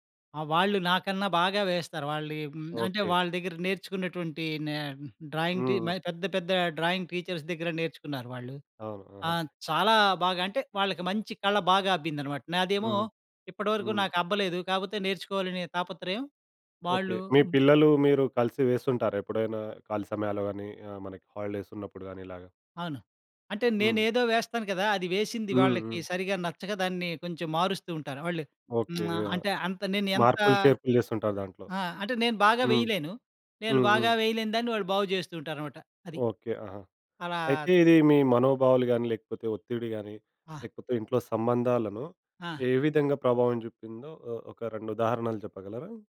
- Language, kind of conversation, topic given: Telugu, podcast, ప్రతిరోజూ మీకు చిన్న ఆనందాన్ని కలిగించే హాబీ ఏది?
- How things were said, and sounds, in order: in English: "డ్రాయింగ్"; in English: "డ్రాయింగ్ టీచర్స్"; tsk